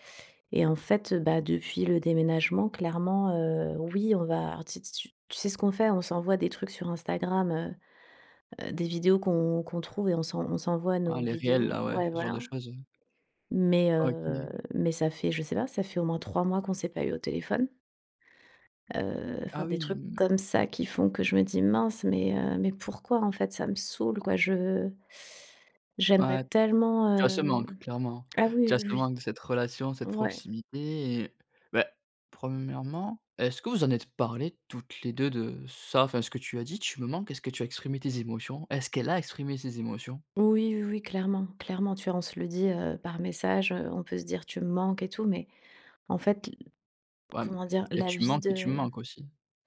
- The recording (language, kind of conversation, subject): French, advice, Comment faire face au fait qu’une amitié se distende après un déménagement ?
- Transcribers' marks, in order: in English: "reels"; sad: "Mince, mais, heu, mais pourquoi … j'aimerais tellement hem"; stressed: "a"